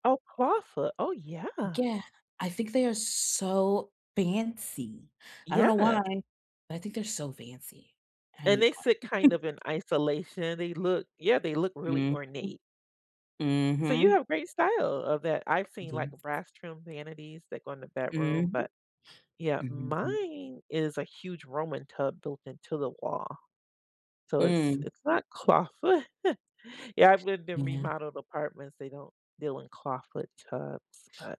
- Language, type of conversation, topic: English, unstructured, What is your favorite way to treat yourself without overspending?
- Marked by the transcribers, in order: tapping; chuckle; sniff; laughing while speaking: "clawfoot"; other background noise